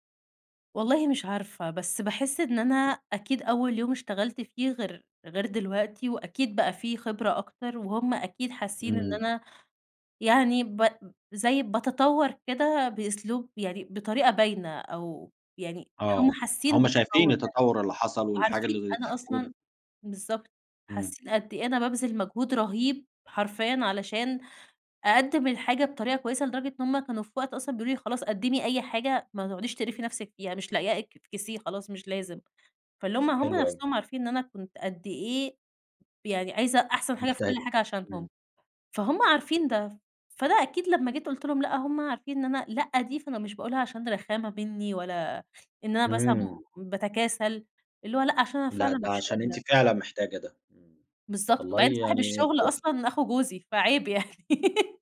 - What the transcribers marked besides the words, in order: tapping; laughing while speaking: "يعني"; laugh
- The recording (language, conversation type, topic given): Arabic, podcast, إزاي أعلّم نفسي أقول «لأ» لما يطلبوا مني شغل زيادة؟